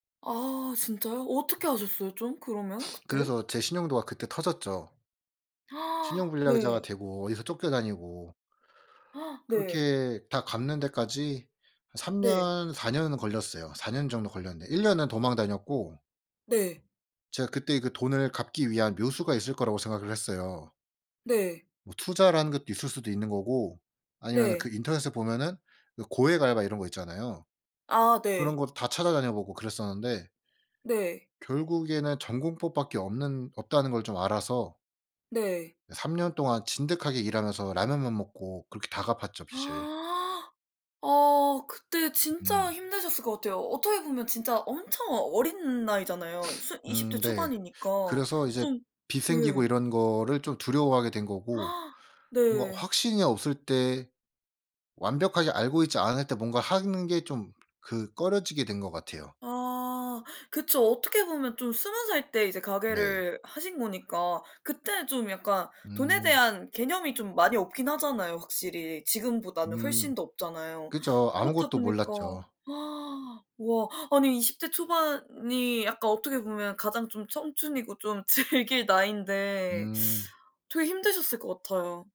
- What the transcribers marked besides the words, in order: other background noise; sniff; gasp; gasp; gasp; tapping; sniff; gasp; gasp; laughing while speaking: "즐길"
- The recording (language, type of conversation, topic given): Korean, unstructured, 돈을 가장 쉽게 잘 관리하는 방법은 뭐라고 생각하세요?